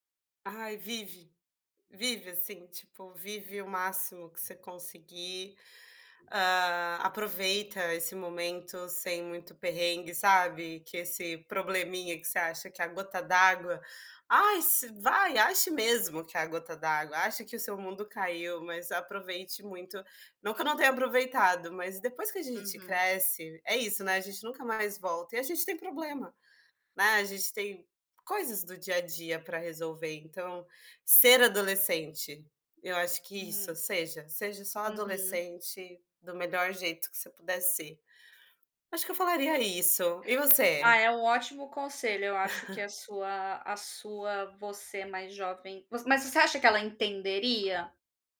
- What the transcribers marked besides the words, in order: chuckle
- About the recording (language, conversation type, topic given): Portuguese, unstructured, Qual conselho você daria para o seu eu mais jovem?
- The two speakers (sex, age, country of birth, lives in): female, 30-34, Brazil, Portugal; female, 30-34, United States, Spain